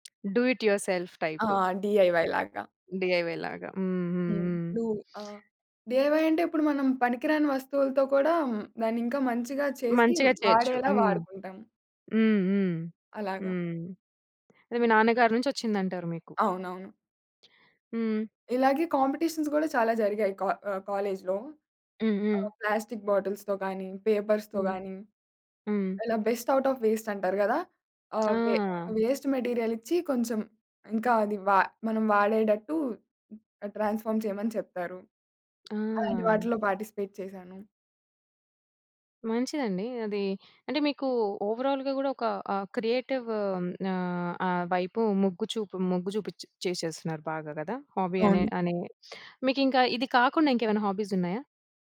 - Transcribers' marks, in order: tapping; in English: "డూ ఇట్ యువర్ సెల్ఫ్ టైప్. డిఐవై"; in English: "డిఐవై"; sniff; in English: "డిఐవై"; other background noise; in English: "కాంపిటీషన్స్"; in English: "కాలేజ్‌లో"; in English: "ప్లాస్టిక్ బాటిల్స్‌తో"; in English: "పేపర్స్‌తో"; in English: "బెస్ట్ ఔట్ ఆఫ్ వేస్ట్"; in English: "వె వేస్ట్ మెటీరియల్"; in English: "ట్రాన్స్ఫార్మ్"; in English: "పార్టిసిపేట్"; in English: "ఓవరాల్‌గ"; in English: "క్రియేటివ్"; in English: "హాబీ"; in English: "హాబీస్"
- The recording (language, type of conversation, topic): Telugu, podcast, మీ హాబీ ద్వారా మీరు కొత్త మిత్రులను ఎలా చేసుకున్నారు?